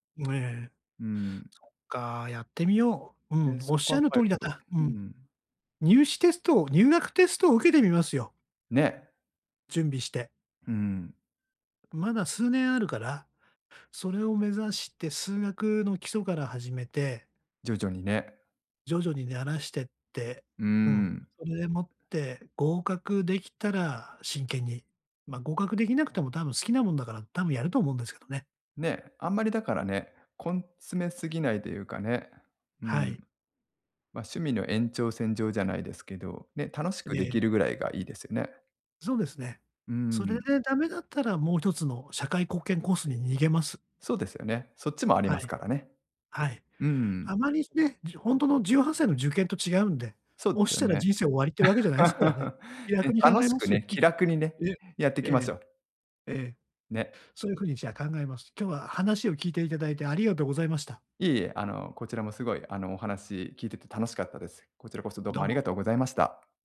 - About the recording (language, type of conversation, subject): Japanese, advice, 退職後に生きがいを見つけるにはどうすればよいですか？
- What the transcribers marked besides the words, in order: tapping; laugh; chuckle